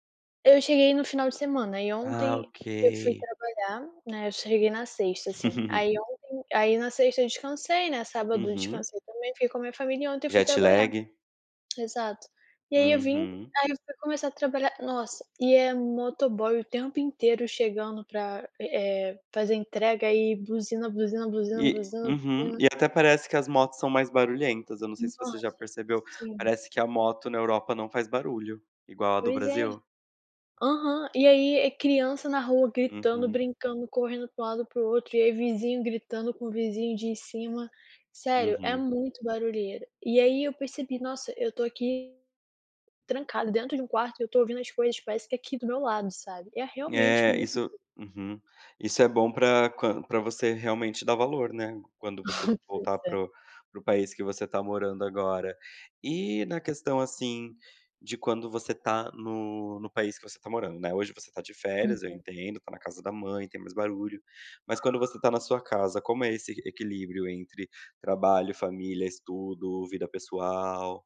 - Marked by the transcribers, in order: laugh; in English: "Jetlag"; chuckle; other background noise
- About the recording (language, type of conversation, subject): Portuguese, podcast, Como equilibrar trabalho, família e estudos?